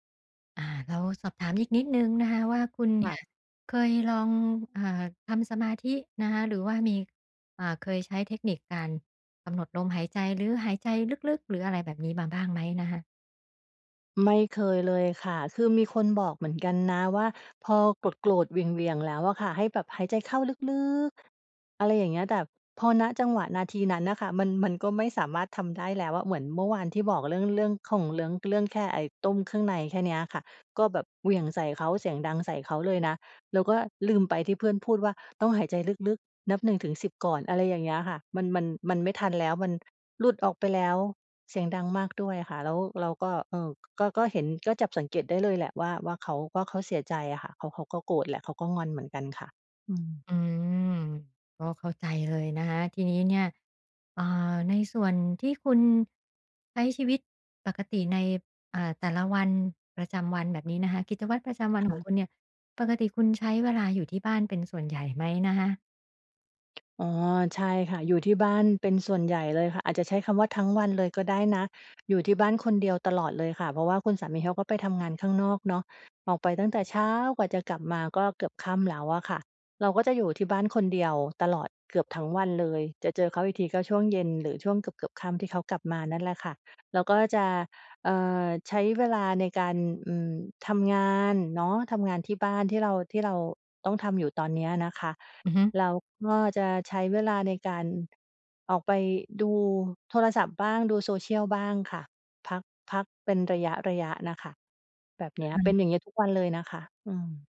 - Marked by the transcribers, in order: other background noise; tapping
- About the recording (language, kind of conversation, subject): Thai, advice, ฉันจะใช้การหายใจเพื่อลดความตึงเครียดได้อย่างไร?